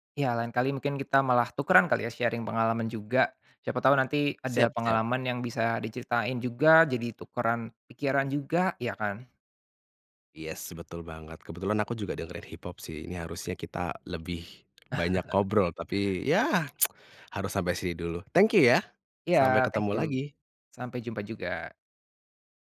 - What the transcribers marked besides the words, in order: in English: "sharing"; chuckle; tsk; other background noise
- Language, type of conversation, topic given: Indonesian, podcast, Lagu apa yang membuat kamu merasa seperti pulang atau merasa nyaman?